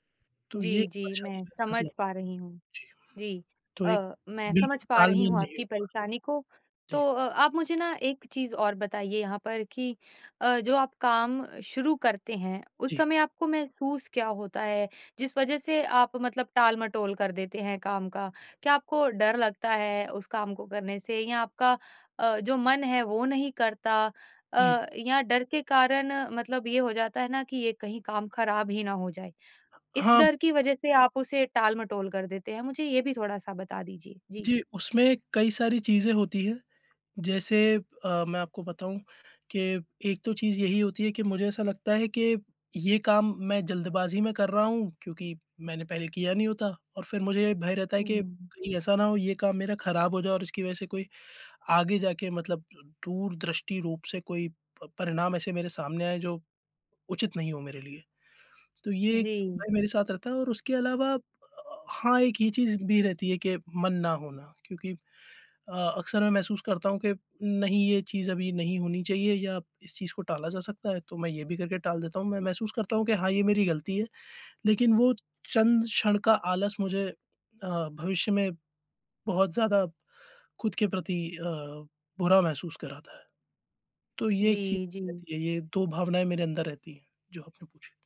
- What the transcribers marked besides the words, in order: other background noise
- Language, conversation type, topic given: Hindi, advice, लगातार टालमटोल करके काम शुरू न कर पाना